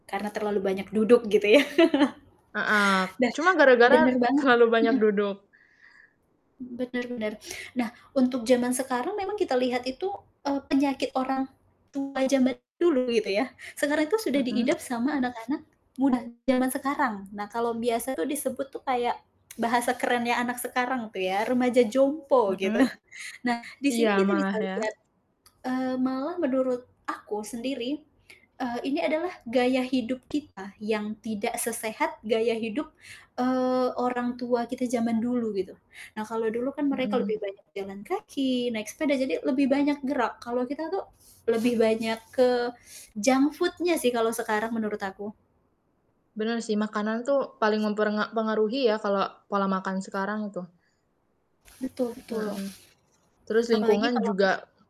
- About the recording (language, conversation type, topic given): Indonesian, podcast, Bagaimana cara tetap aktif meski harus duduk bekerja seharian?
- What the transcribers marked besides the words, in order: static; other background noise; tapping; chuckle; distorted speech; tsk; laughing while speaking: "gitu"; teeth sucking; in English: "junk food-nya"